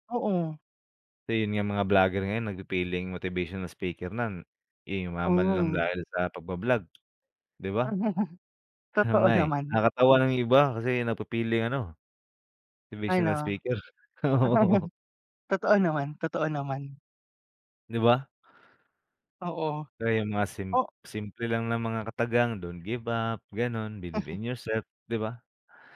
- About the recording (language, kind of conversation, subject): Filipino, unstructured, Ano ang mas nakapagpapasigla ng loob: manood ng mga bidyong pampasigla o makinig sa mga kuwento ng iba?
- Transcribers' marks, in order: chuckle; chuckle; laughing while speaking: "oo"; laughing while speaking: "Mhm"